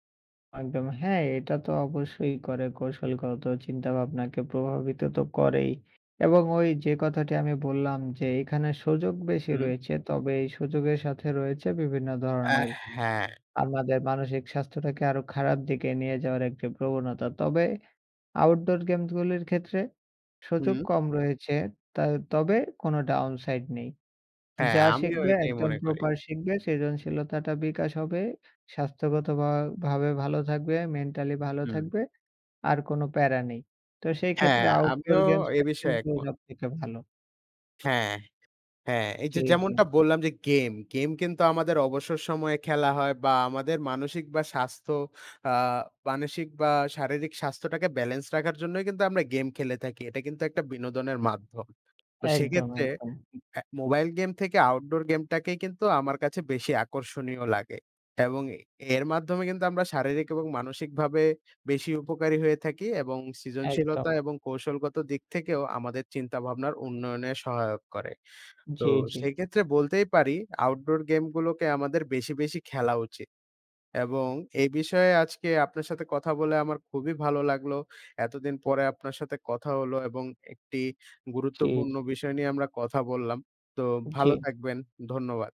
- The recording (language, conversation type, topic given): Bengali, unstructured, মোবাইল গেম আর বাইরে খেলার মধ্যে কোনটি আপনার কাছে বেশি আকর্ষণীয়?
- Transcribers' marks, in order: in English: "downside"